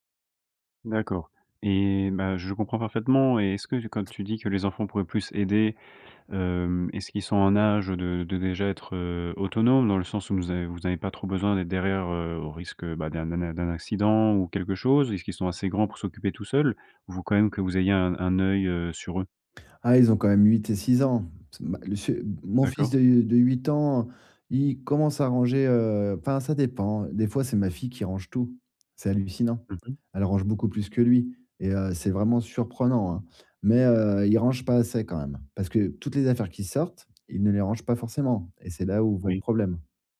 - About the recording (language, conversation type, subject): French, advice, Comment réduire la charge de tâches ménagères et préserver du temps pour soi ?
- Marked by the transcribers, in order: tapping